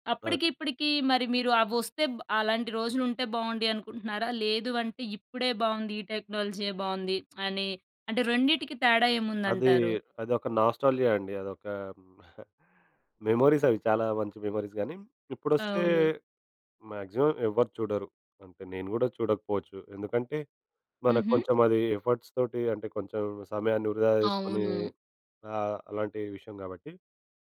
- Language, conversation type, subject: Telugu, podcast, వీడియో కాసెట్‌లు లేదా డీవీడీలు ఉన్న రోజుల్లో మీకు ఎలాంటి అనుభవాలు గుర్తొస్తాయి?
- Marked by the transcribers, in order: in English: "టెక్నాలజీ"; other background noise; in English: "నాస్టాల్జియా"; chuckle; in English: "మెమోరీస్"; in English: "మెమోరీస్"; in English: "మాక్సిమం"; in English: "ఎఫర్ట్స్"